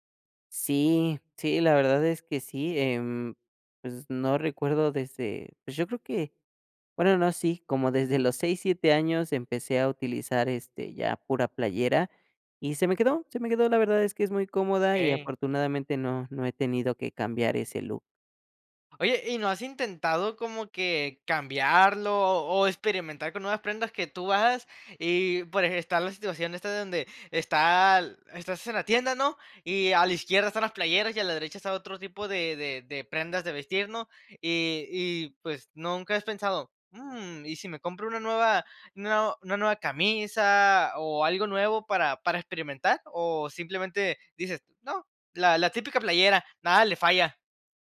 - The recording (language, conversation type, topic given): Spanish, podcast, ¿Qué prenda te define mejor y por qué?
- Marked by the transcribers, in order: none